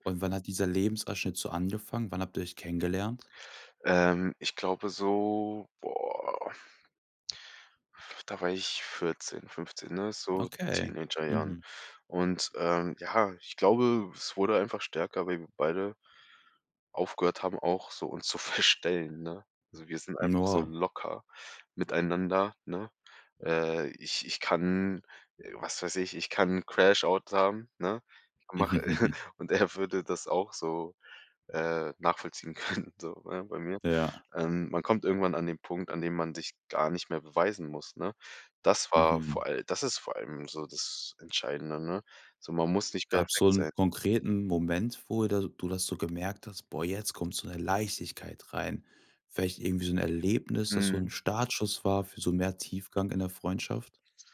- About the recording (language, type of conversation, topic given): German, podcast, Welche Freundschaft ist mit den Jahren stärker geworden?
- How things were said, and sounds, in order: laughing while speaking: "verstellen"; in English: "Crash-Out"; chuckle; laughing while speaking: "können"